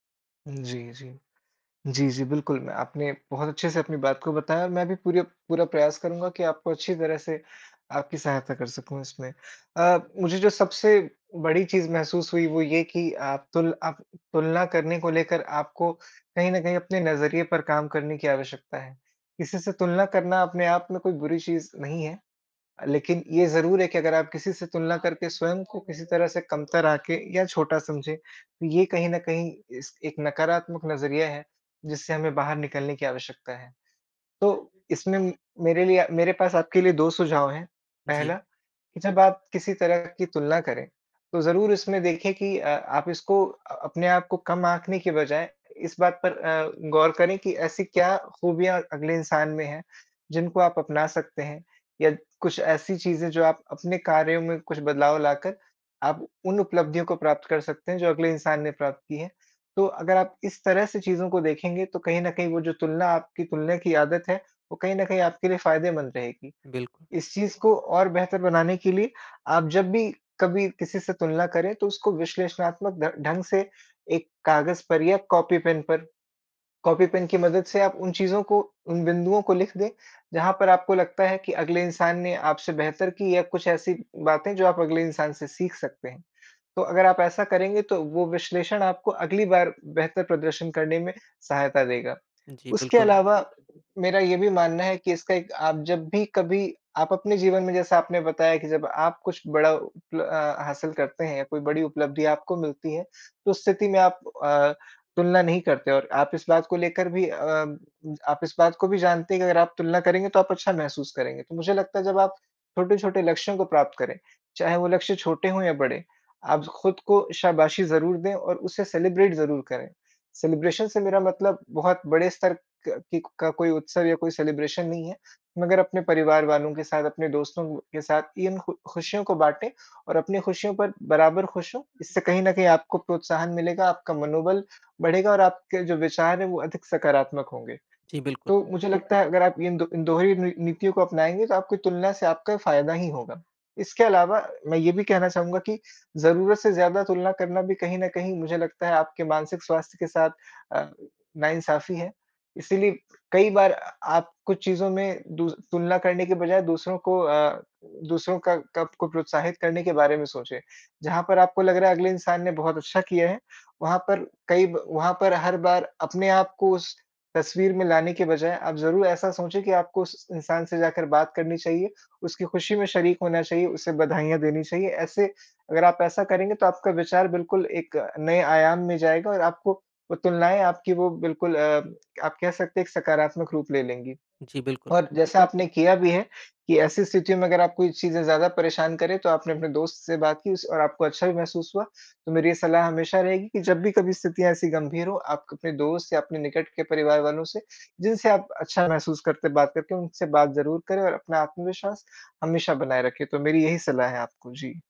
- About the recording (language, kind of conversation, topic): Hindi, advice, मैं दूसरों से तुलना करना छोड़कर अपनी ताकतों को कैसे स्वीकार करूँ?
- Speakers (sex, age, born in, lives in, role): male, 25-29, India, India, advisor; male, 25-29, India, India, user
- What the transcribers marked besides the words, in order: in English: "सेलिब्रेट"; in English: "सेलिब्रेशन"; in English: "सेलिब्रेशन"